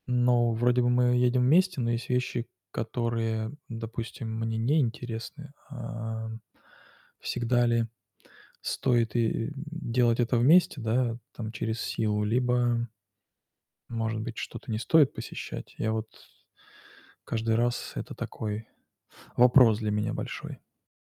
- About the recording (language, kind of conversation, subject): Russian, advice, Как совместить насыщенную программу и отдых, чтобы не переутомляться?
- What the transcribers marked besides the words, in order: none